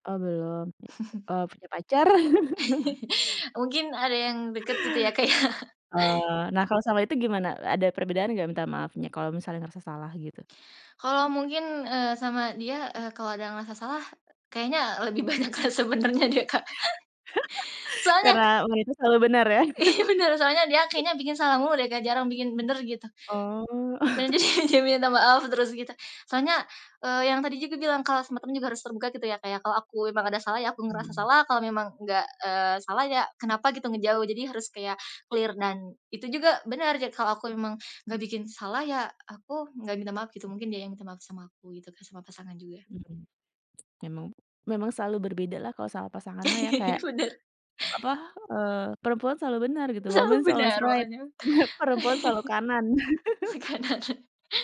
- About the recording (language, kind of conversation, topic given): Indonesian, podcast, Bagaimana caramu meminta maaf atau memaafkan dalam keluarga?
- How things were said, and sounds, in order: chuckle; background speech; chuckle; other background noise; laugh; laughing while speaking: "ya"; laughing while speaking: "banyak, Kak, sebenarnya deh, Kak"; laugh; laughing while speaking: "Iya"; laugh; other noise; laughing while speaking: "jadi, dia"; chuckle; tapping; chuckle; laughing while speaking: "Selalu"; in English: "Woman is always right"; chuckle; laughing while speaking: "Kanan"; laugh